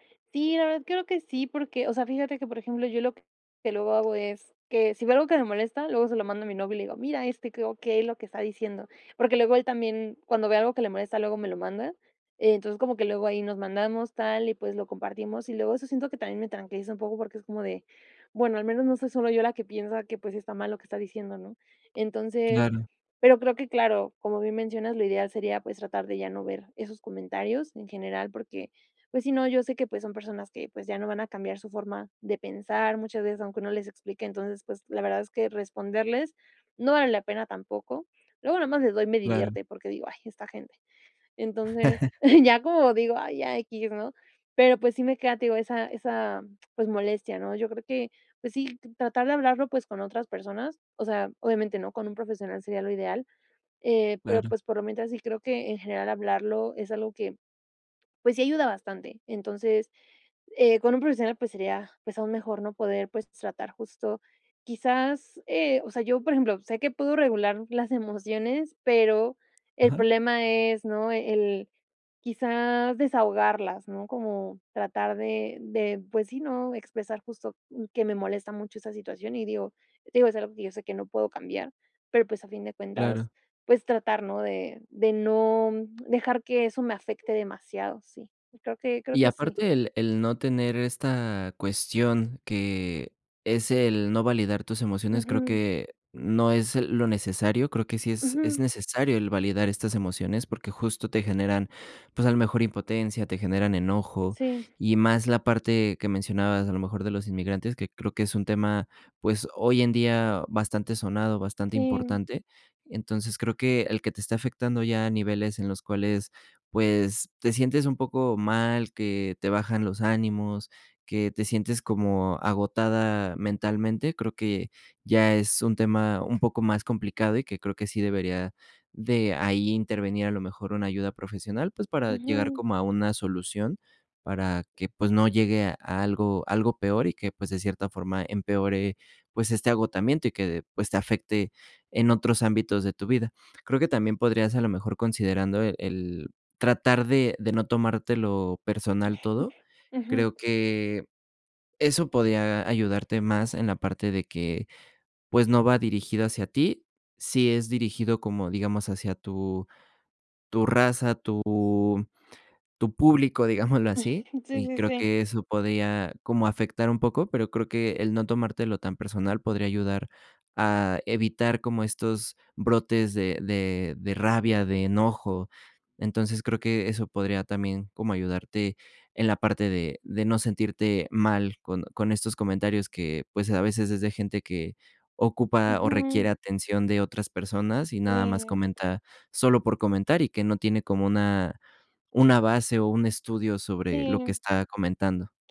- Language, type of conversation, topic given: Spanish, advice, ¿Cómo te han afectado los comentarios negativos en redes sociales?
- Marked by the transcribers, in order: chuckle; laughing while speaking: "ya"; laughing while speaking: "emociones"; alarm; chuckle; other background noise; laughing while speaking: "digámoslo"; chuckle